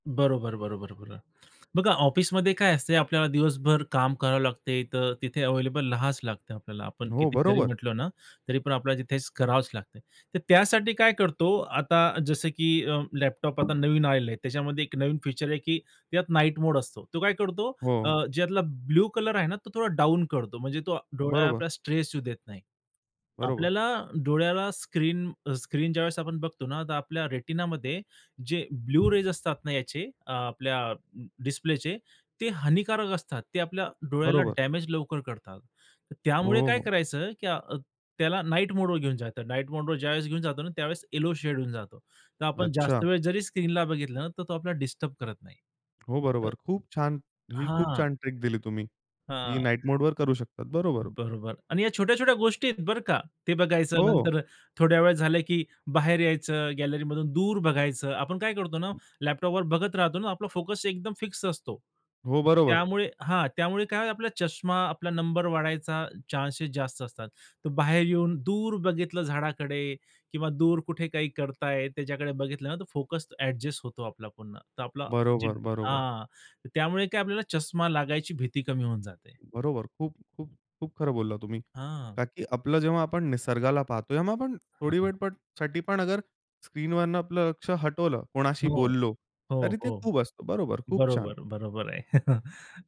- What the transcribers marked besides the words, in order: "राहावचं लागते" said as "राहाच"; other background noise; in English: "रेटिनामध्ये"; in English: "ब्लू रेज"; in English: "डिस्प्लेचे"; in English: "येलो शेड"; tapping; other noise; in English: "ट्रिक"; unintelligible speech; chuckle
- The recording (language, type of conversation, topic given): Marathi, podcast, तंत्रज्ञान आणि स्क्रीन टाइमबाबत तुमची काय शिस्त आहे?